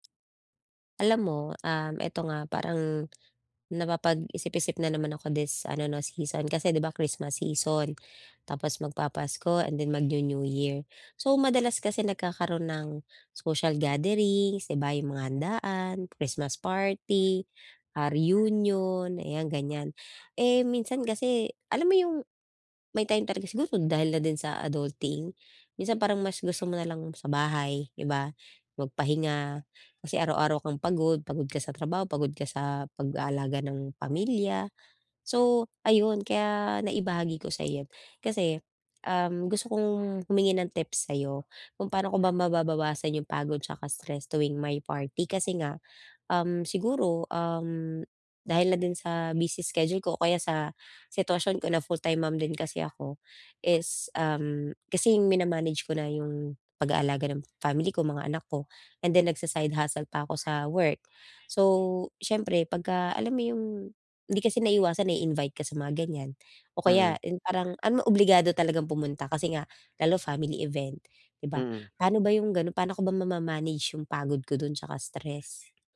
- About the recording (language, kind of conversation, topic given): Filipino, advice, Paano ko mababawasan ang pagod at stress tuwing may mga pagtitipon o salu-salo?
- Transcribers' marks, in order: dog barking